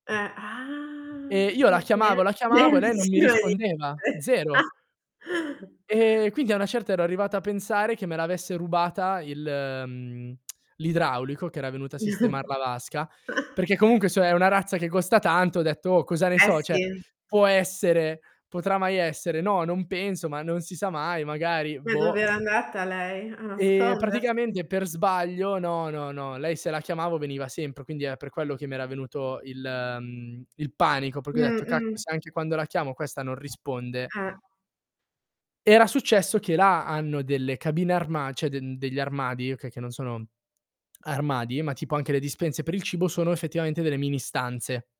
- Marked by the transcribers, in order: surprised: "ah"; drawn out: "ah"; unintelligible speech; chuckle; lip smack; chuckle; tapping; "cioè" said as "ceh"; other background noise; distorted speech; "cioè" said as "ceh"
- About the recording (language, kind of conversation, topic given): Italian, podcast, Hai mai avuto un imprevisto piacevole durante un viaggio?